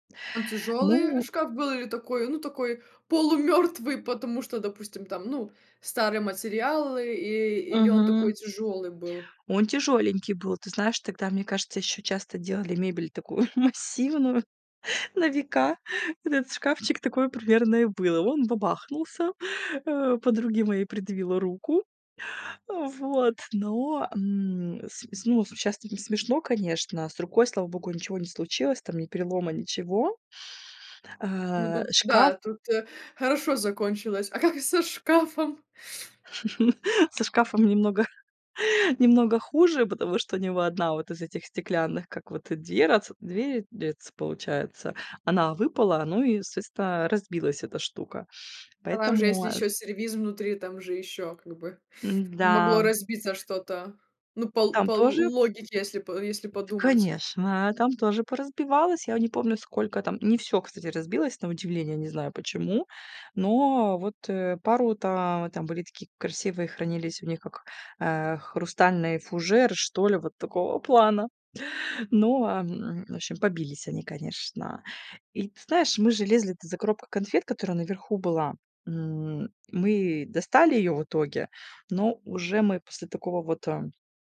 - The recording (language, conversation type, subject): Russian, podcast, Какие приключения из детства вам запомнились больше всего?
- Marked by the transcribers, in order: laughing while speaking: "массивную"; joyful: "со шкафом?"; tapping; laugh; other background noise